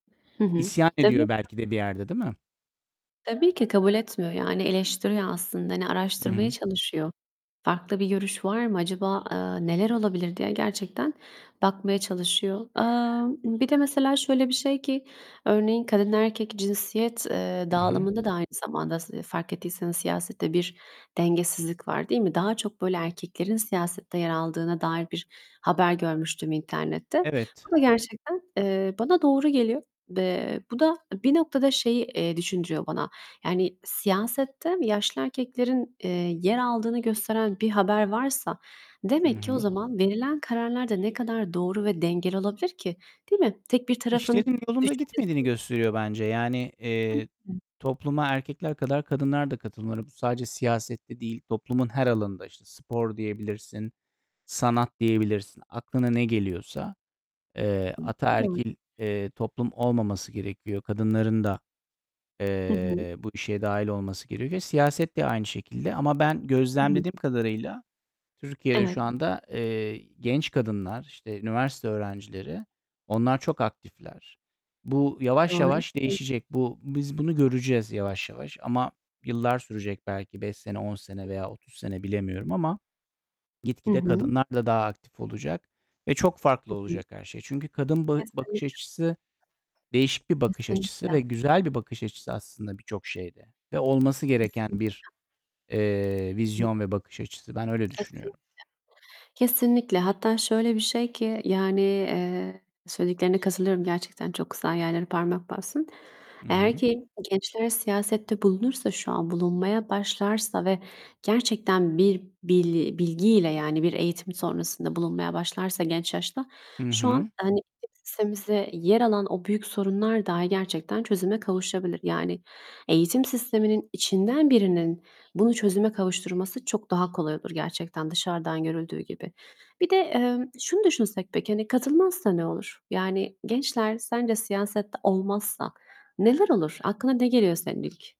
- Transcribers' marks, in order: distorted speech; other background noise; tapping; alarm; unintelligible speech; unintelligible speech; unintelligible speech; unintelligible speech
- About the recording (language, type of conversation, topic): Turkish, unstructured, Gençlerin siyasete katılması neden önemlidir?